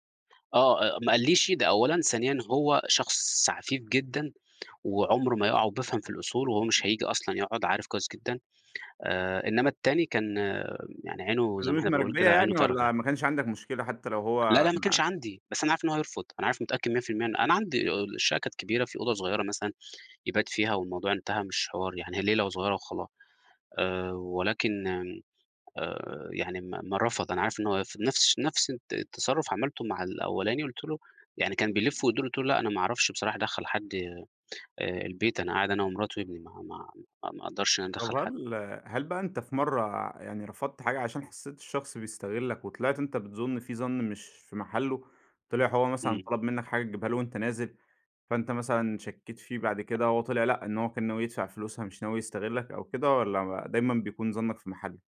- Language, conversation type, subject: Arabic, podcast, إزاي تحط حدود مالية واضحة مع قرايبك من غير إحراج؟
- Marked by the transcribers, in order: tapping